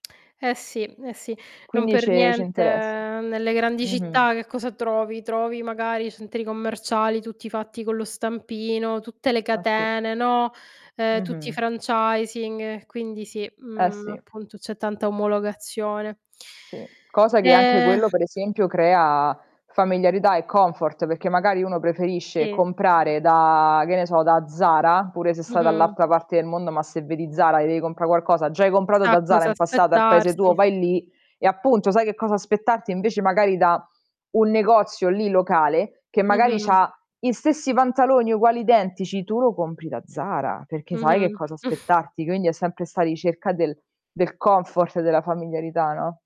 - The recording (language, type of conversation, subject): Italian, unstructured, Ti piacciono di più le città storiche o le metropoli moderne?
- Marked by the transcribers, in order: distorted speech; static; mechanical hum; chuckle